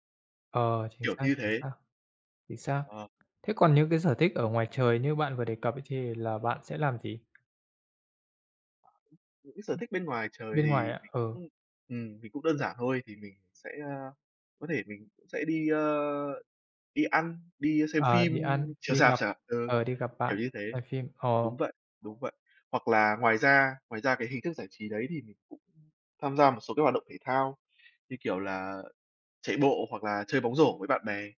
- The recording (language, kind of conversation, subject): Vietnamese, unstructured, Bạn thường dành thời gian rảnh để làm gì?
- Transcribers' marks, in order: other background noise